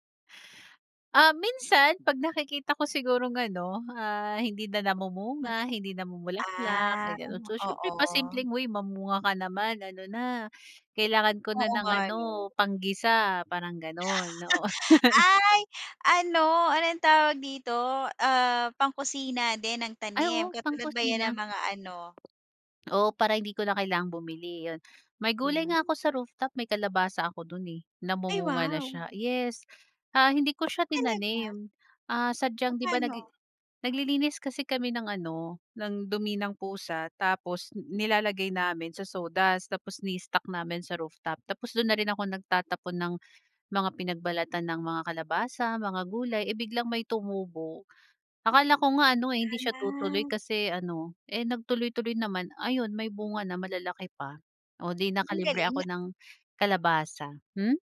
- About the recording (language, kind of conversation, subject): Filipino, podcast, Ano ang paborito mong sulok sa bahay at bakit?
- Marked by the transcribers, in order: tapping; laugh; dog barking